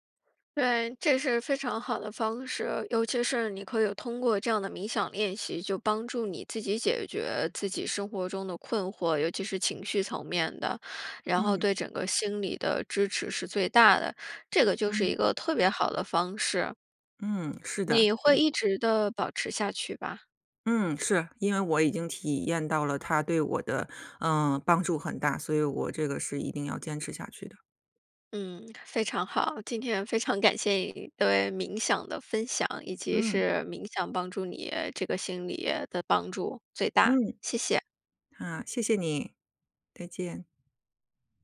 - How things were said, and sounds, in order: other background noise
- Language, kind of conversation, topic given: Chinese, podcast, 哪一种爱好对你的心理状态帮助最大？